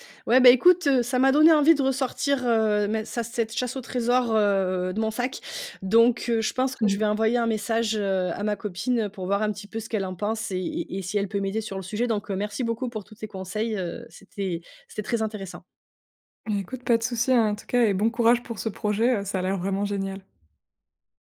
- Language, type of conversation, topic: French, advice, Comment le perfectionnisme t’empêche-t-il de terminer tes projets créatifs ?
- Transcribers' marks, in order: other background noise